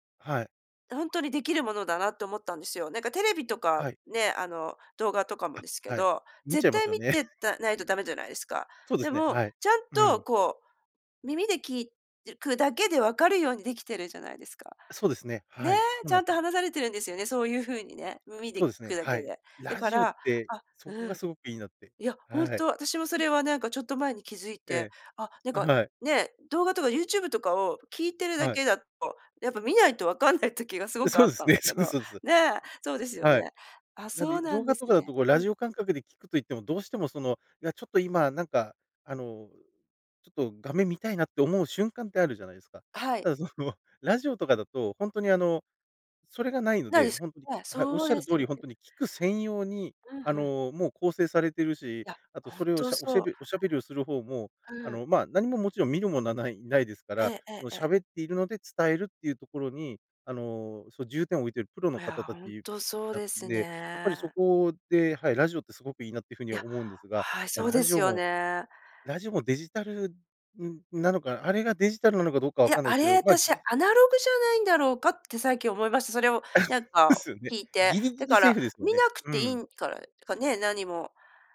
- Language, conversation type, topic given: Japanese, podcast, あえてデジタル断ちする時間を取っていますか？
- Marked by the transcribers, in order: chuckle; laughing while speaking: "わかんない時が"; laughing while speaking: "そうですね。そう そう そう"; laughing while speaking: "ただ、その"; laughing while speaking: "あ、ですよね"